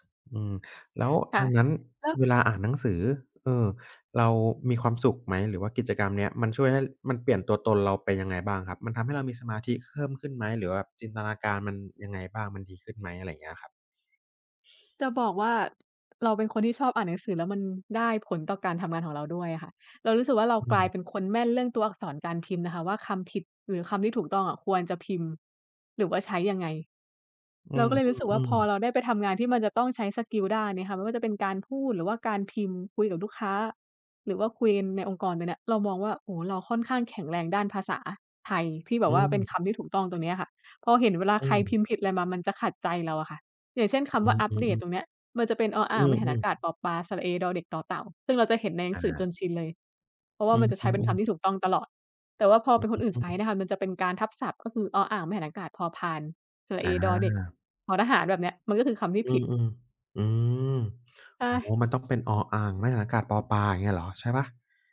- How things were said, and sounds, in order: none
- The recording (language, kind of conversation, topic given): Thai, unstructured, กิจกรรมไหนที่ทำให้คุณรู้สึกมีความสุขที่สุด?